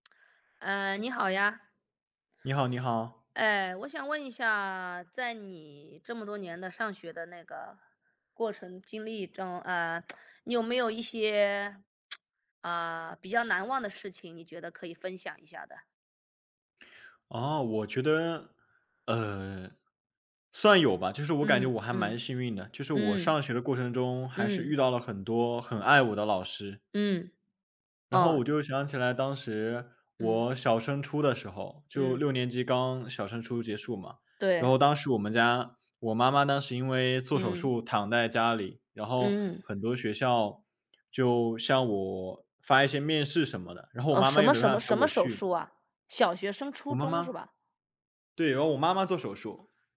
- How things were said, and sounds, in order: lip smack; other background noise
- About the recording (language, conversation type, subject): Chinese, unstructured, 你有哪些难忘的学校经历？